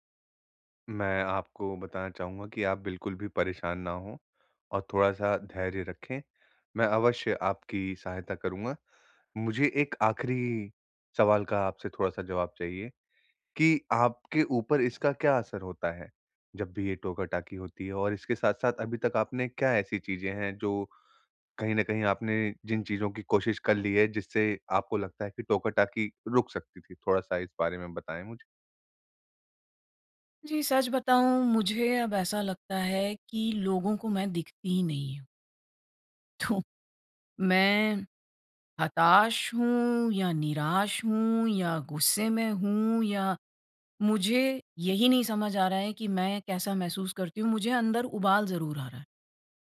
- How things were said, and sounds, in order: none
- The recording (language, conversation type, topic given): Hindi, advice, घर या कार्यस्थल पर लोग बार-बार बीच में टोकते रहें तो क्या करें?